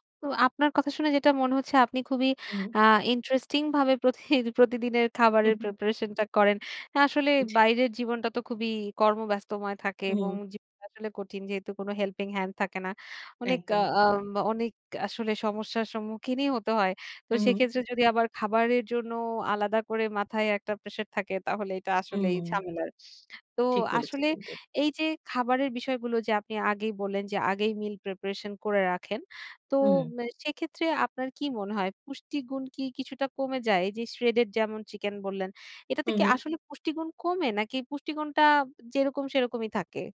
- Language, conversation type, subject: Bengali, podcast, সপ্তাহের খাবার আপনি কীভাবে পরিকল্পনা করেন?
- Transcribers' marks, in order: laughing while speaking: "প্রতিহি প্রতিদিনের খাবারের প্রিপারেশনটা করেন"; in English: "হেল্পিং হ্যান্ড"